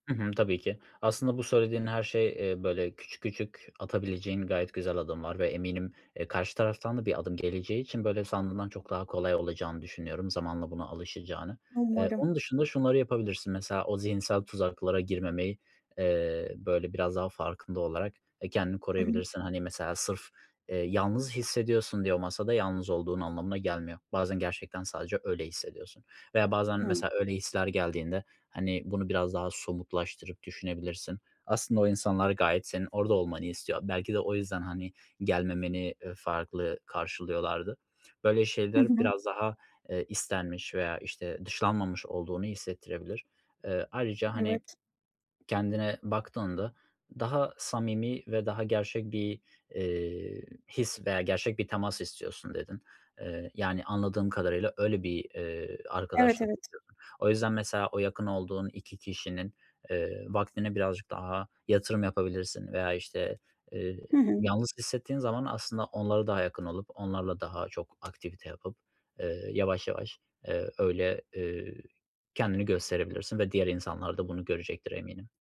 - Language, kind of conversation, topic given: Turkish, advice, Grup etkinliklerinde yalnız hissettiğimde ne yapabilirim?
- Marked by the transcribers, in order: tapping; unintelligible speech